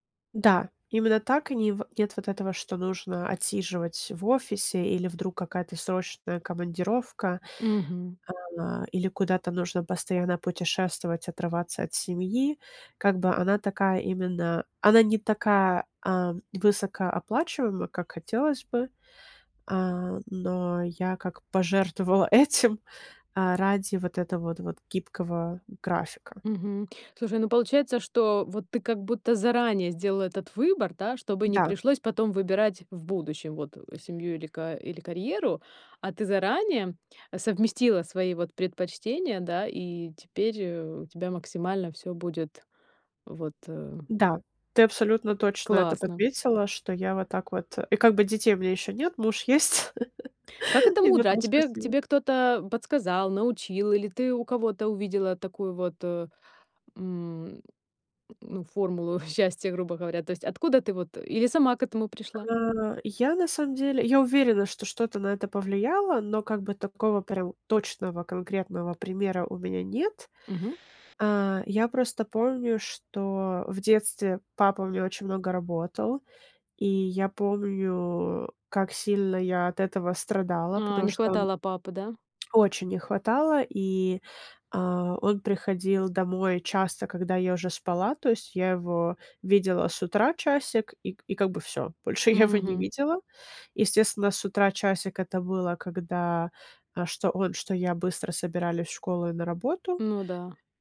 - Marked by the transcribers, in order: tapping; laughing while speaking: "этим"; laugh
- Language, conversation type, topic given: Russian, podcast, Как вы выбираете между семьёй и карьерой?